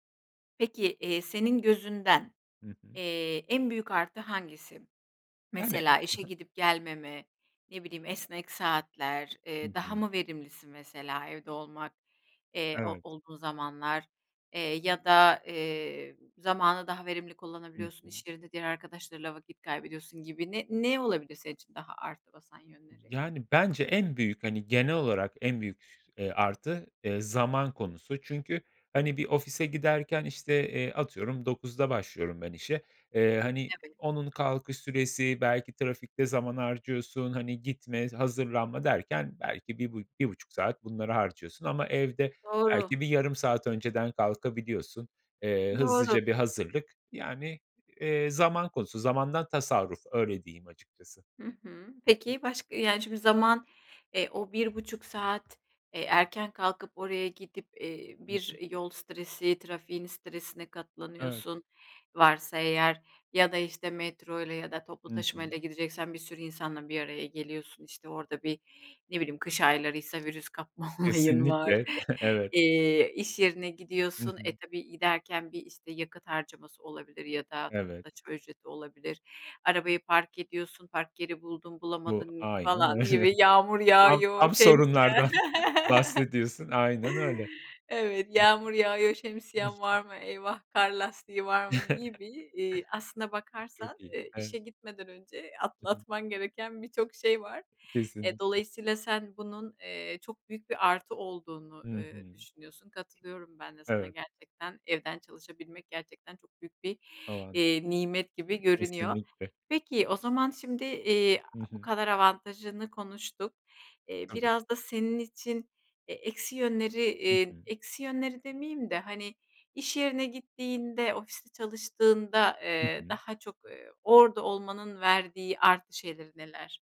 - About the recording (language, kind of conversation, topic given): Turkish, podcast, Uzaktan çalışmanın artıları ve eksileri sana göre nelerdir?
- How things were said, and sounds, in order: other background noise; tapping; laughing while speaking: "öyle"; chuckle; chuckle